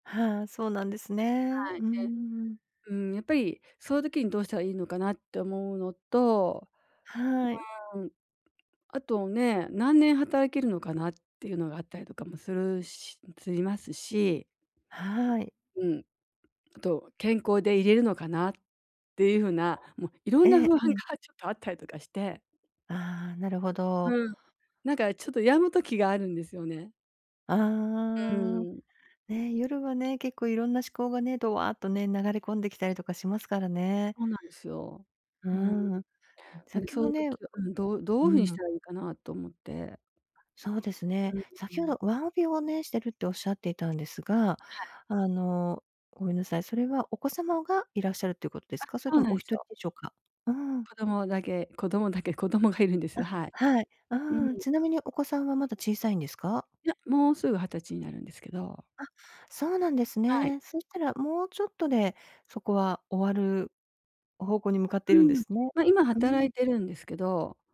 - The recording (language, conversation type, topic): Japanese, advice, 収入が急に減ったとき、不安をどうすれば和らげられますか？
- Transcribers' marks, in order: other noise; other background noise